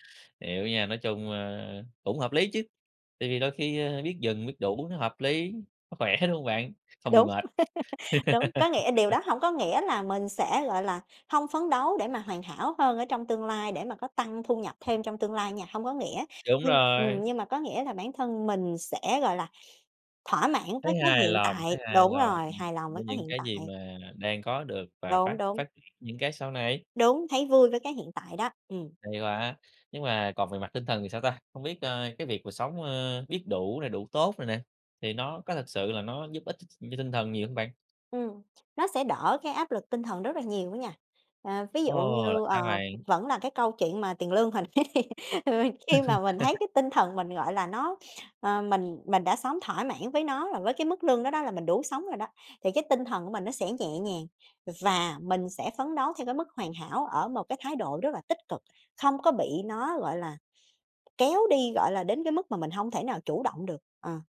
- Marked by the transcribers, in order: tapping; laughing while speaking: "khỏe"; laugh; other background noise; laughing while speaking: "hồi nãy đi, vì"; laugh
- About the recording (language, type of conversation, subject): Vietnamese, podcast, Bạn nghĩ gì về tư duy “đủ tốt” thay vì hoàn hảo?